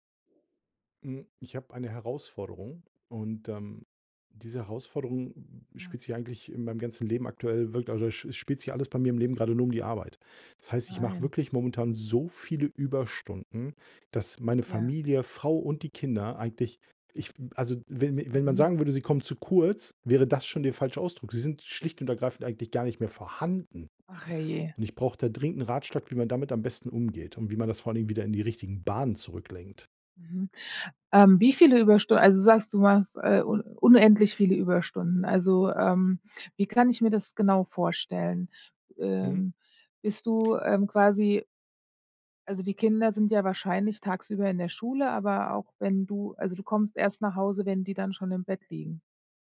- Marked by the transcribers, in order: stressed: "so"; stressed: "vorhanden"
- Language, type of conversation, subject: German, advice, Wie viele Überstunden machst du pro Woche, und wie wirkt sich das auf deine Zeit mit deiner Familie aus?